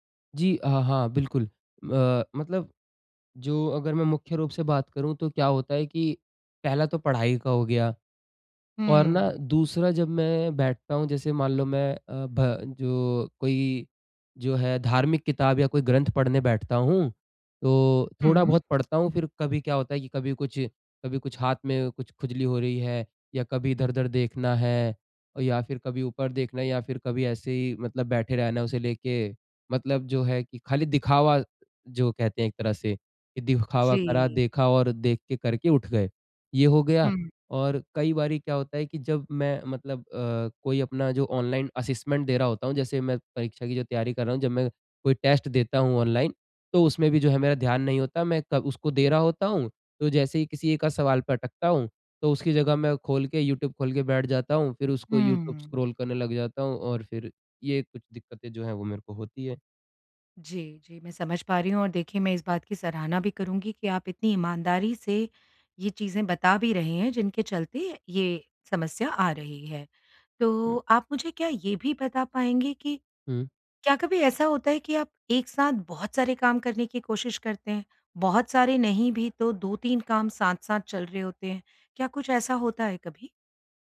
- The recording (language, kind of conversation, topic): Hindi, advice, मैं बार-बार ध्यान भटकने से कैसे बचूं और एक काम पर कैसे ध्यान केंद्रित करूं?
- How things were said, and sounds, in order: in English: "असेसमेंट"; in English: "टेस्ट"